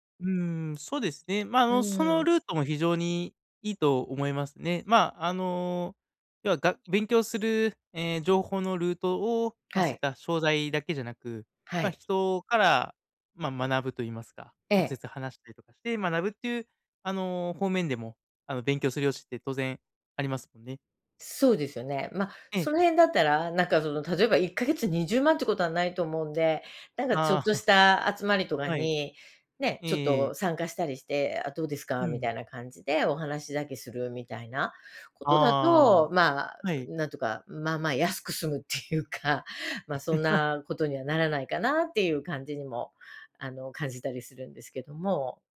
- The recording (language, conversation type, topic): Japanese, advice, 必要性を見極められない購買習慣
- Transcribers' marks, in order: chuckle; laughing while speaking: "済むっていうか"; chuckle